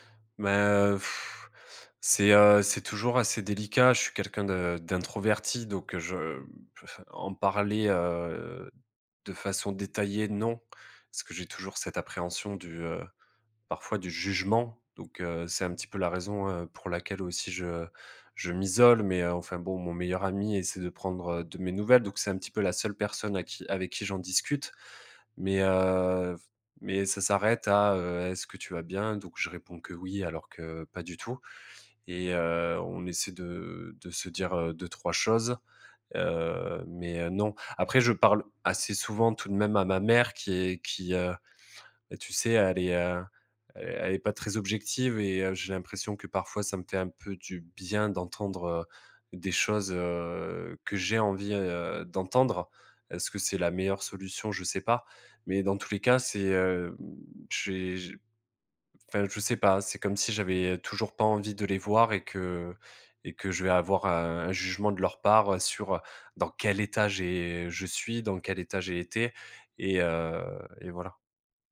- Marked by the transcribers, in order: drawn out: "heu"; drawn out: "heu"
- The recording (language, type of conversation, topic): French, advice, Comment vivez-vous la solitude et l’isolement social depuis votre séparation ?